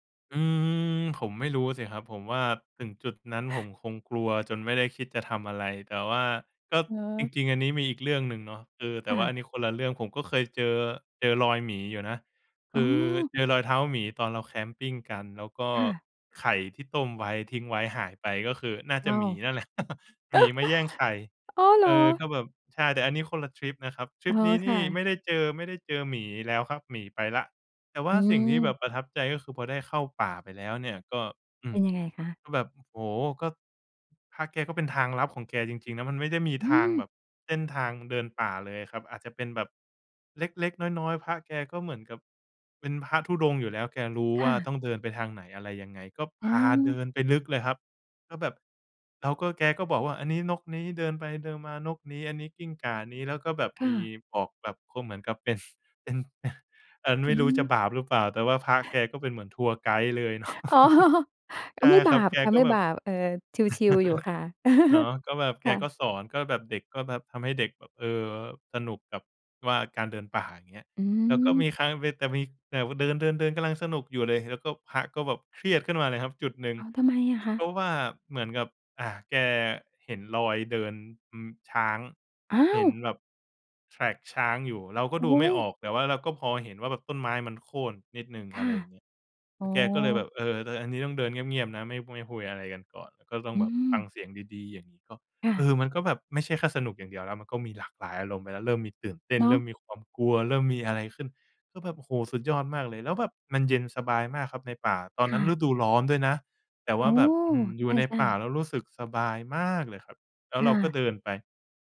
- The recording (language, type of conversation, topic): Thai, podcast, คุณมีเรื่องผจญภัยกลางธรรมชาติที่ประทับใจอยากเล่าให้ฟังไหม?
- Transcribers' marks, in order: chuckle; chuckle; laughing while speaking: "เป็น"; chuckle; laughing while speaking: "เนาะ"; chuckle; laughing while speaking: "อ๋อ"; joyful: "อะ ไม่บาปค่ะ ไม่บาป เออ ชิล ๆ อยู่ค่ะ ค่ะ"; chuckle; joyful: "แต่มีแบบว่าเดิน ๆ ๆ กำลังสนุกอยู่เลย"; in English: "track"; surprised: "อ้าว !"; joyful: "เริ่มมีตื่นเต้น เริ่มมีความกลัว เริ่มมีอะไรขึ้น ก็แบบ โอ้โฮ ! สุดยอดมากเลย"; stressed: "มาก"